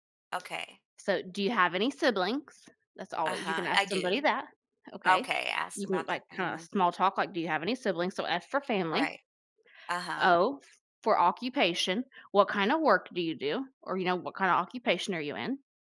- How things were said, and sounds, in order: other background noise
- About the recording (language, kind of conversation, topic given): English, advice, How can I stop feeling awkward and start connecting at social events?